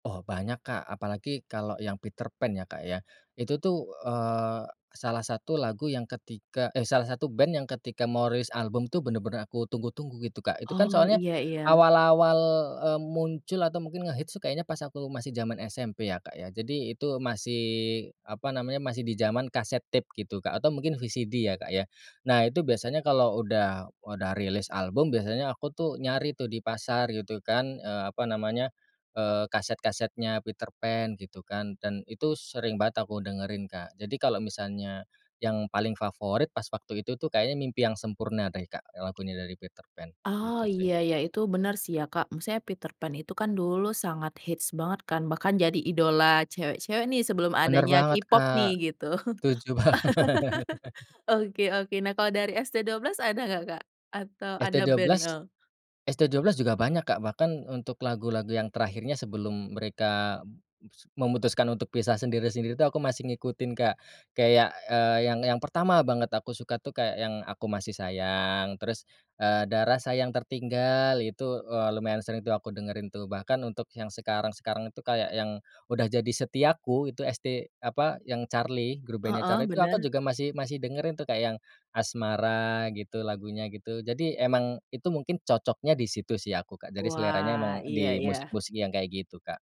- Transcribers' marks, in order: in English: "cassette tape"; in English: "VCD"; other background noise; laughing while speaking: "banget"; chuckle; tapping; laugh
- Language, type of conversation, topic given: Indonesian, podcast, Bagaimana sebuah lagu bisa menjadi pengiring kisah hidupmu?
- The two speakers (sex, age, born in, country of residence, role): female, 30-34, Indonesia, Indonesia, host; male, 30-34, Indonesia, Indonesia, guest